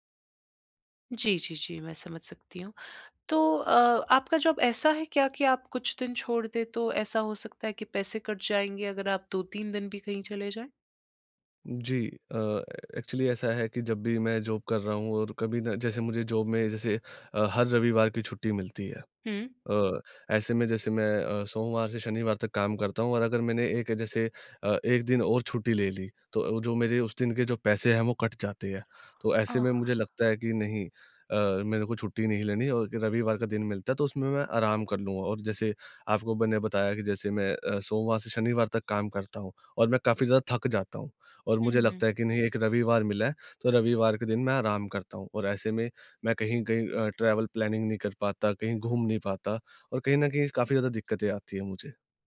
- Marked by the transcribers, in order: in English: "जॉब"; in English: "एक्चुअली"; in English: "जॉब"; in English: "जॉब"; in English: "ट्रैवल प्लानिंग"
- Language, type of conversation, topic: Hindi, advice, मैं छुट्टियों में यात्रा की योजना बनाते समय तनाव कैसे कम करूँ?